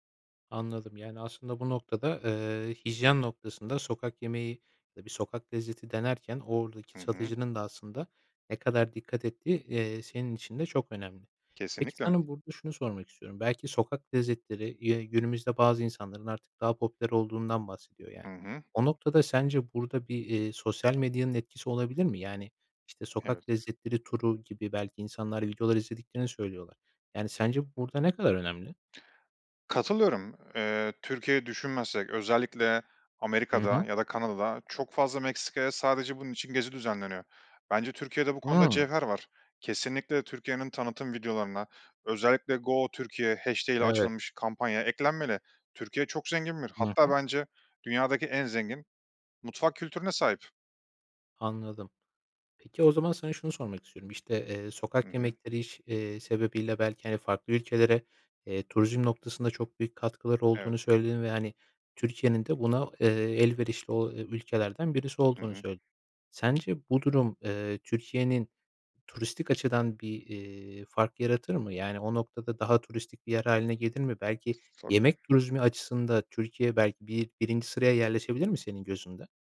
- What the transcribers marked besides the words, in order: tapping; other background noise
- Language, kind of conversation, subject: Turkish, podcast, Sokak yemekleri bir ülkeye ne katar, bu konuda ne düşünüyorsun?